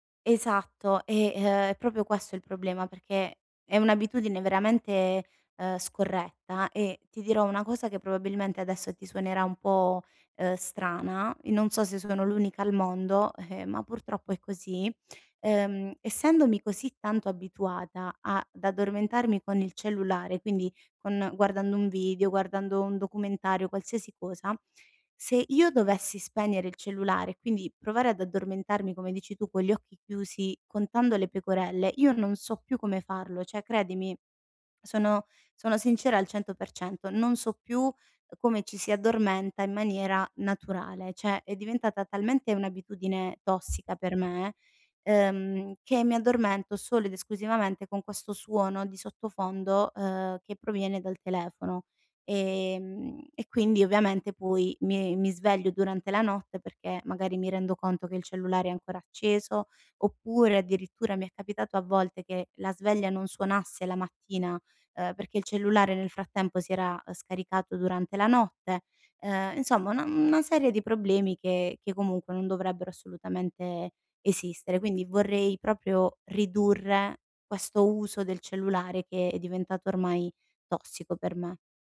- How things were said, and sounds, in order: "proprio" said as "propio"; "cioè" said as "ceh"; "Cioè" said as "ceh"; other background noise; "una" said as "na"
- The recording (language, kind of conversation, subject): Italian, advice, Come posso ridurre il tempo davanti agli schermi prima di andare a dormire?